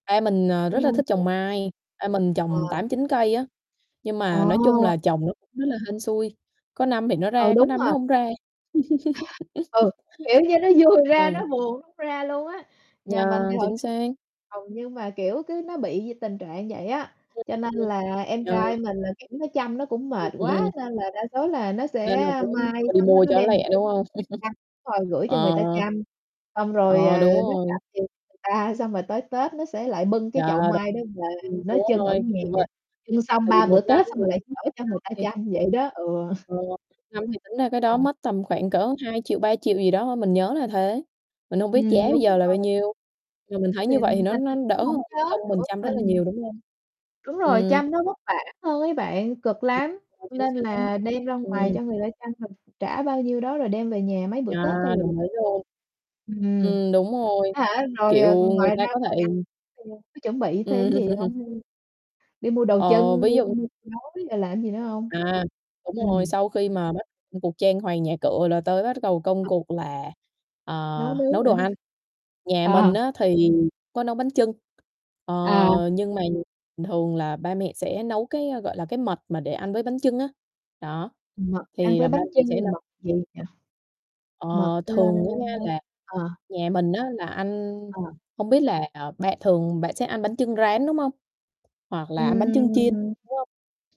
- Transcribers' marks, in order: unintelligible speech; distorted speech; static; other noise; tapping; laughing while speaking: "vui ra"; laugh; other background noise; unintelligible speech; laugh; chuckle; unintelligible speech; unintelligible speech; unintelligible speech; chuckle; laughing while speaking: "hả?"; drawn out: "Ừm"
- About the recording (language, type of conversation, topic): Vietnamese, unstructured, Bạn có kỷ niệm nào về ngày Tết khiến bạn vui nhất không?